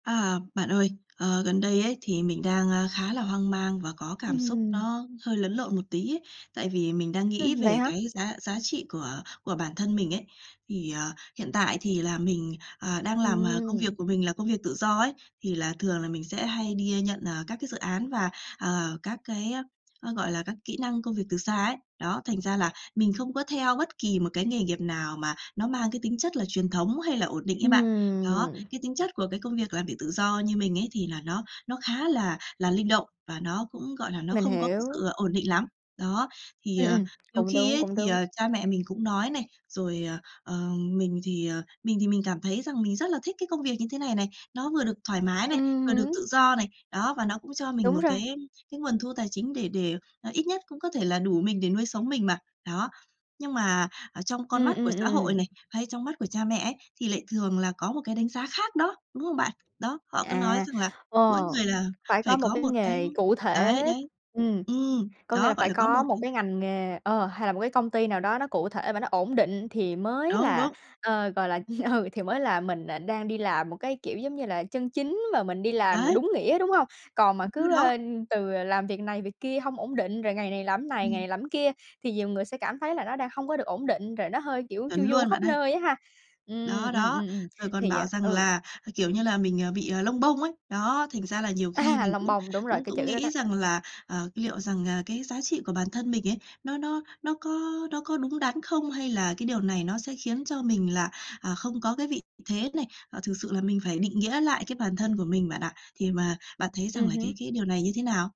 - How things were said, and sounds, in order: tapping; drawn out: "Ừm"; laughing while speaking: "ừ"; "cái" said as "ứn"; "cái" said as "ứn"; laughing while speaking: "À"
- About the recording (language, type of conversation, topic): Vietnamese, advice, Nghề nghiệp có quyết định tôi là người như thế nào không?